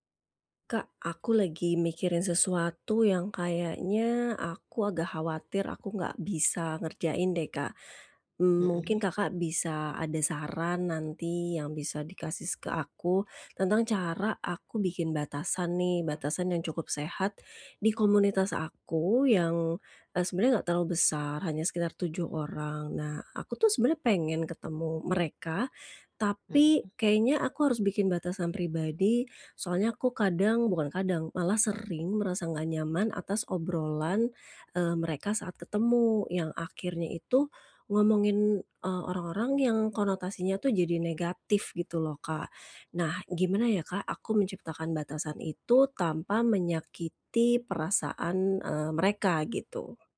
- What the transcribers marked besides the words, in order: "dikasih" said as "dikasis"
- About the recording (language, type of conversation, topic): Indonesian, advice, Bagaimana cara menetapkan batasan yang sehat di lingkungan sosial?